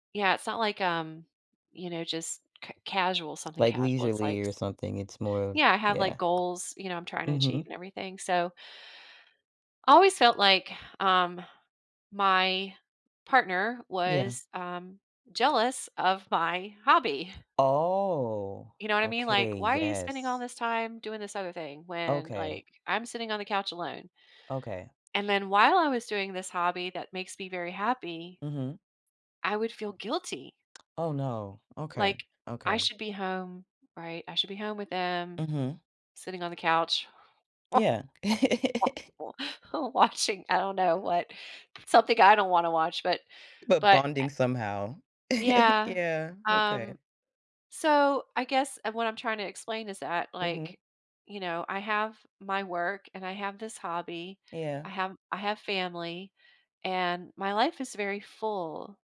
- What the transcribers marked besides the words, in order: tapping; exhale; other background noise; drawn out: "Oh"; laugh; laughing while speaking: "watching"; chuckle; chuckle
- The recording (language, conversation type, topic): English, advice, How can I reach out to an old friend and rebuild trust after a long time apart?
- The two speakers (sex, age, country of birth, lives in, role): female, 30-34, United States, United States, advisor; female, 55-59, United States, United States, user